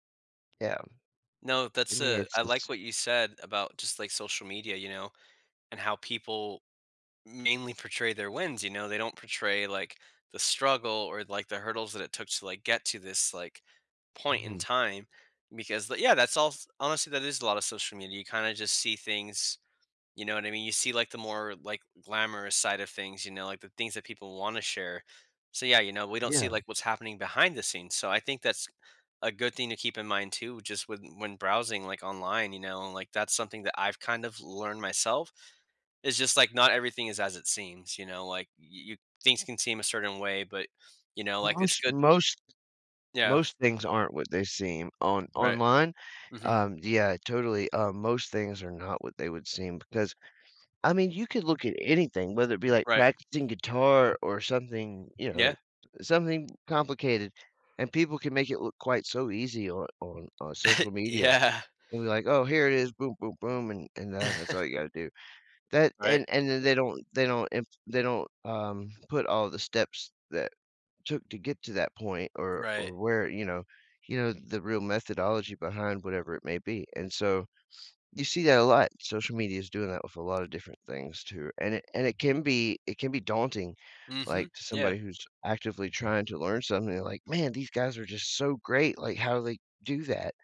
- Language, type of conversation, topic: English, podcast, How have your childhood experiences shaped who you are today?
- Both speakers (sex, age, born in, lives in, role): male, 35-39, United States, United States, guest; male, 35-39, United States, United States, host
- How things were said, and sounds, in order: tapping; other background noise; chuckle; laughing while speaking: "Yeah"; chuckle; sniff